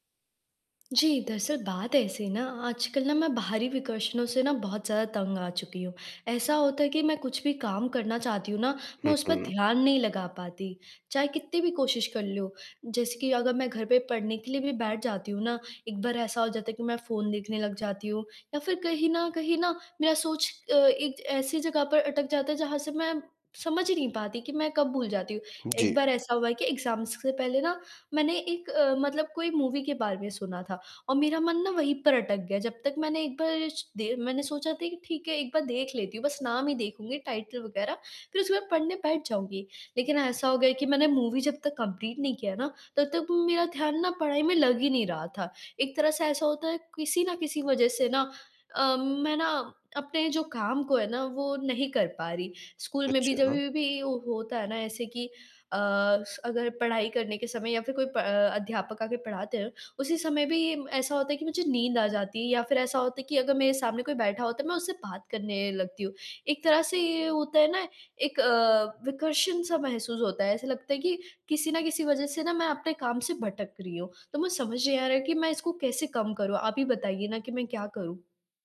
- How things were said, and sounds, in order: other background noise; in English: "एग्ज़ाम्स"; in English: "मूवी"; in English: "टाइटल"; in English: "मूवी"; in English: "कंप्लीट"
- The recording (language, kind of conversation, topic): Hindi, advice, बाहरी विकर्षणों से निपटने के लिए मुझे क्या बदलाव करने चाहिए?